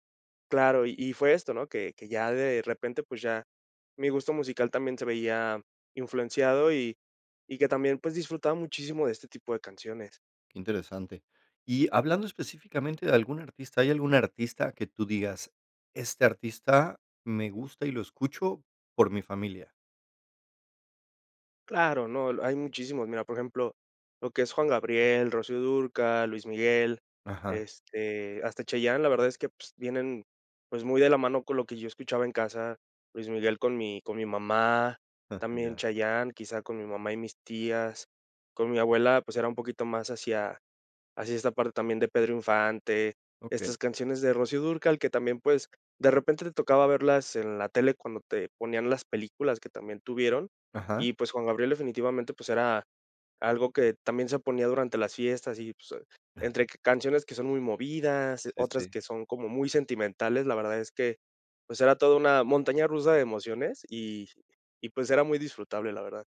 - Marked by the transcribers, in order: other background noise
- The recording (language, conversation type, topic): Spanish, podcast, ¿Cómo influyó tu familia en tus gustos musicales?